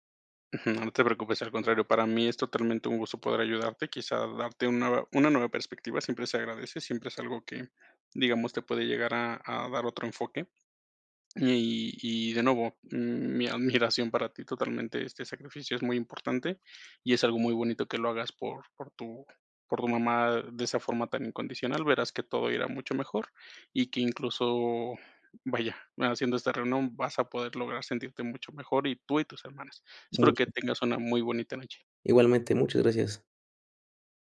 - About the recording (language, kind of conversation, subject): Spanish, advice, ¿Cómo puedo cuidar a un familiar enfermo que depende de mí?
- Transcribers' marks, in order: chuckle; laughing while speaking: "admiración"